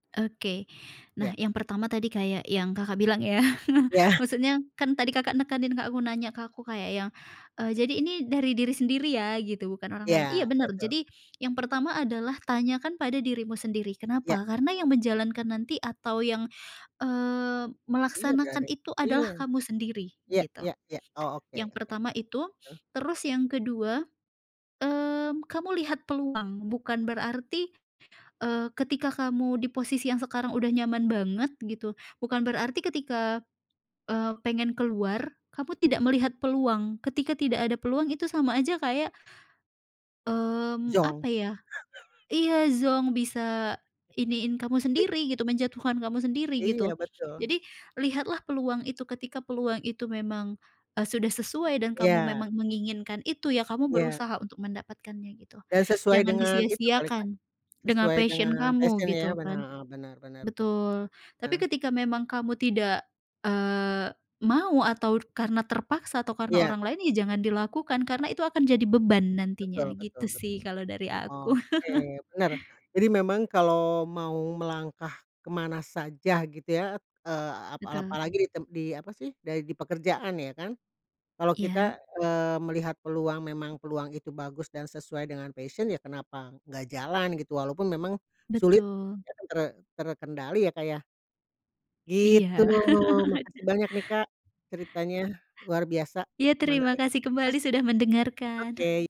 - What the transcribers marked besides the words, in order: laughing while speaking: "ya"; tapping; laugh; in English: "passion"; in English: "passion"; other background noise; chuckle; in English: "passion"; laugh
- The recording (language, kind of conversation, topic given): Indonesian, podcast, Pernahkah kamu keluar dari zona nyaman, dan apa alasanmu?